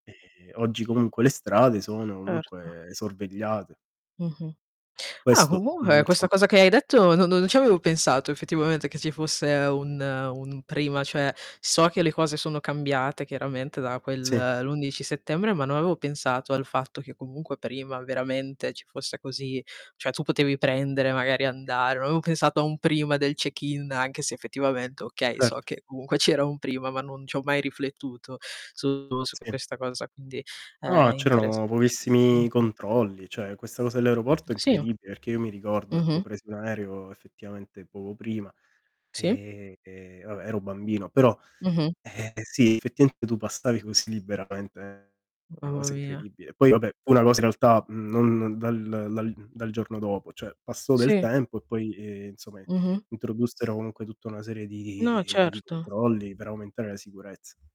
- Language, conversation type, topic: Italian, unstructured, Che cosa temi di più quando si parla di sicurezza nazionale?
- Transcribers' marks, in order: distorted speech; "comunque" said as "comunche"; tapping; static; drawn out: "di"; other background noise